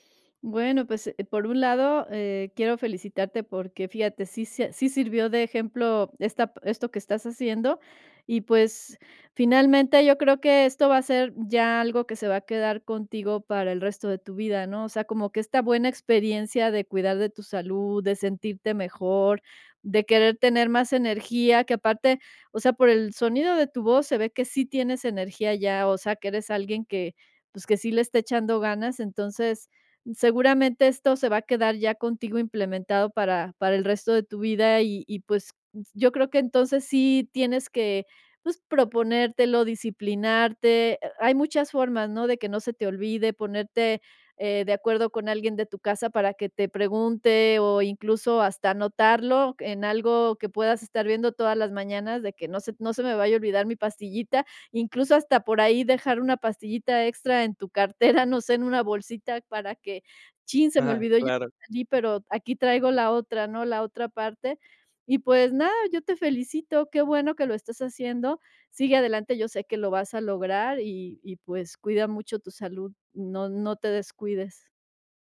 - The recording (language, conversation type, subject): Spanish, advice, ¿Cómo puedo evitar olvidar tomar mis medicamentos o suplementos con regularidad?
- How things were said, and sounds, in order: laughing while speaking: "cartera"; unintelligible speech